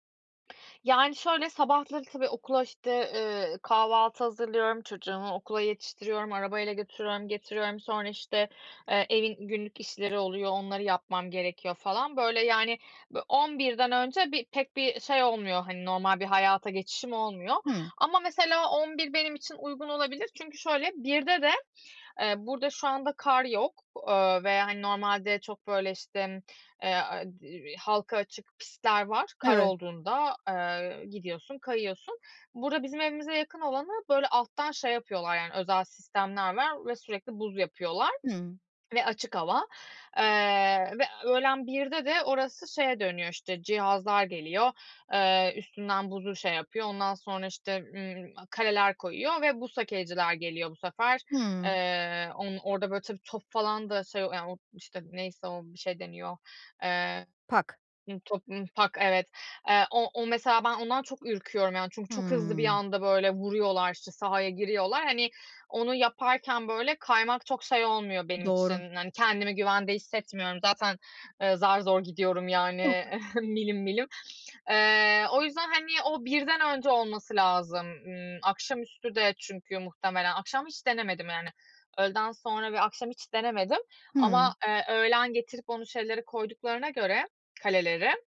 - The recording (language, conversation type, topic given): Turkish, advice, İş ve sorumluluklar arasında zaman bulamadığım için hobilerimi ihmal ediyorum; hobilerime düzenli olarak nasıl zaman ayırabilirim?
- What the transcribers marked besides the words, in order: other background noise; unintelligible speech; tapping; giggle